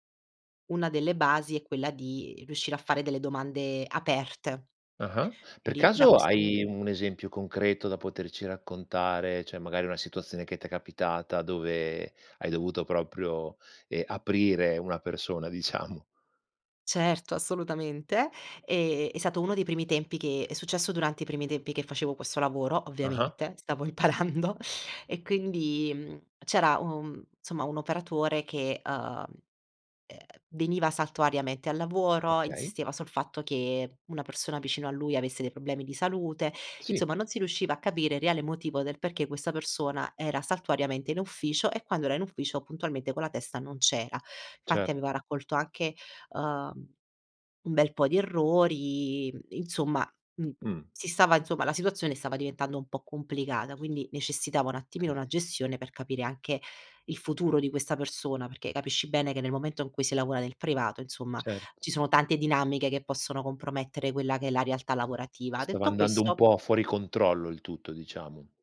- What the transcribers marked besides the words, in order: "cioè" said as "ceh"; laughing while speaking: "diciamo"; "stato" said as "sato"; laughing while speaking: "stavo imparando"; other background noise; "Okay" said as "kay"; "lavora" said as "lavoa"
- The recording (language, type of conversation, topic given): Italian, podcast, Come fai a porre domande che aiutino gli altri ad aprirsi?